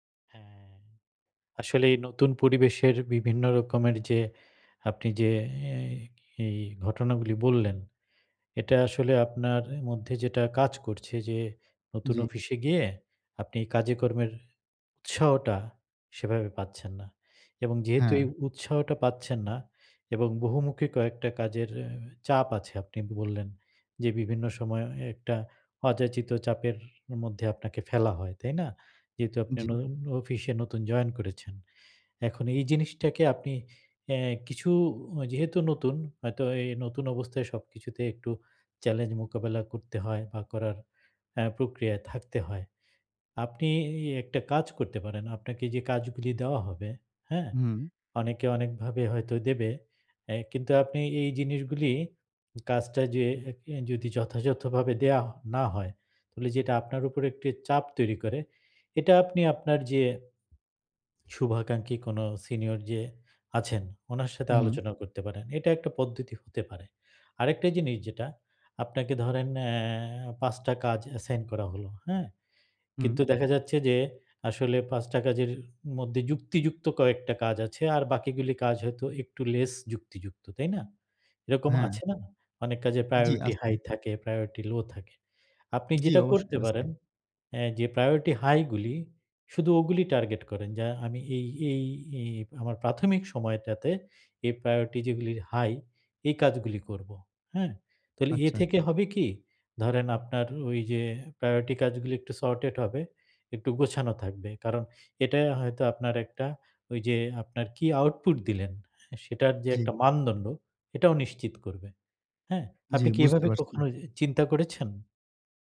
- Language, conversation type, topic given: Bengali, advice, কাজের সময় কীভাবে বিভ্রান্তি কমিয়ে মনোযোগ বাড়ানো যায়?
- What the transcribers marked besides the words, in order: other background noise; in English: "এসাইন"; tapping; in English: "সর্টেড"; in English: "আউটপুট"